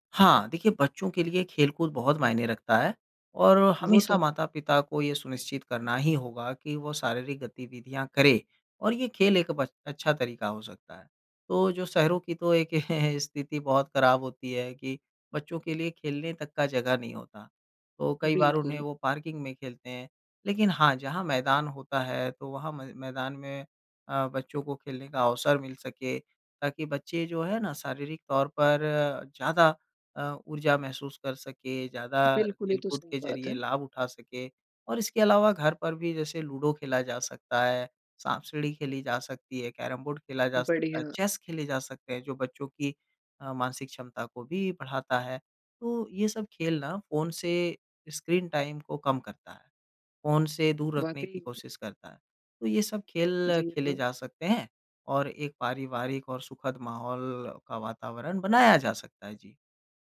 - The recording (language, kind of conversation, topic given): Hindi, podcast, बच्चों का स्क्रीन समय सीमित करने के व्यावहारिक तरीके क्या हैं?
- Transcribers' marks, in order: chuckle; in English: "पार्किंग"; in English: "टाइम"